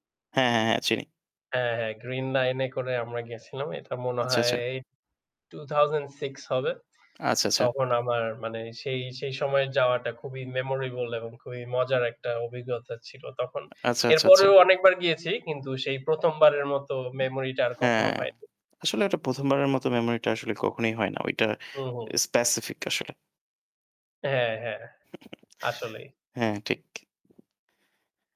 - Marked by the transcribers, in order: static; tapping; other background noise; in English: "স্পেসিফিক"; chuckle
- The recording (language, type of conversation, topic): Bengali, unstructured, ভ্রমণের সময় আপনার সবচেয়ে মজার অভিজ্ঞতা কী ছিল?